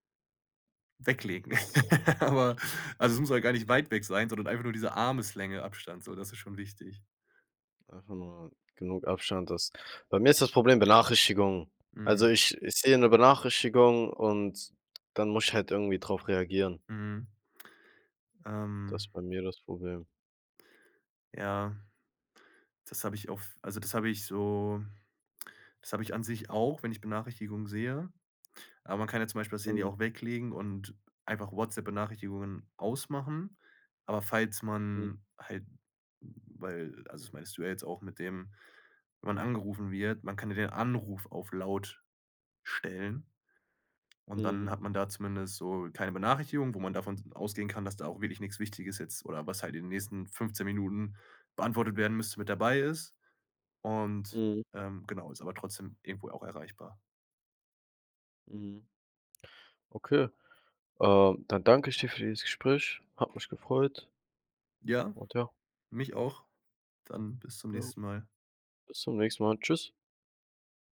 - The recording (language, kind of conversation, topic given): German, podcast, Wie planst du Pausen vom Smartphone im Alltag?
- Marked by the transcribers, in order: chuckle